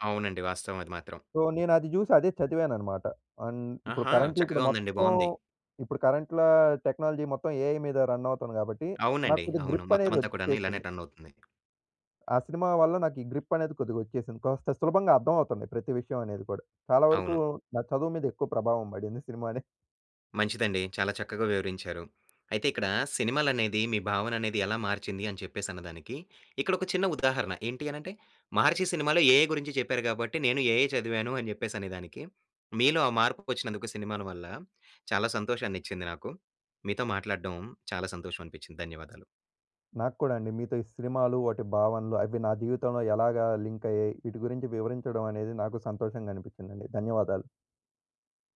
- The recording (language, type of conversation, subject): Telugu, podcast, సినిమాలు మన భావనలను ఎలా మార్చతాయి?
- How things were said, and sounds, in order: in English: "సో"; in English: "కరంట్లీ"; in English: "టెక్నాలజీ"; in English: "ఏఐ"; other background noise; in English: "ఏఐ"; in English: "ఏఐ"